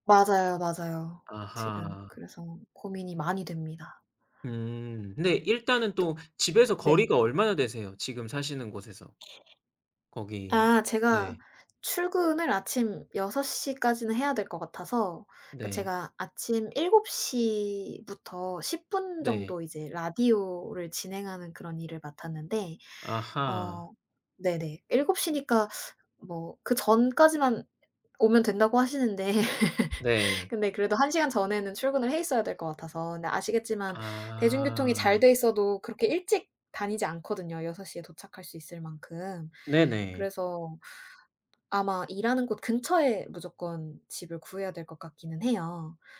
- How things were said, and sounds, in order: other background noise; tapping; laugh
- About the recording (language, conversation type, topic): Korean, advice, 이사 후 집을 정리하면서 무엇을 버릴지 어떻게 결정하면 좋을까요?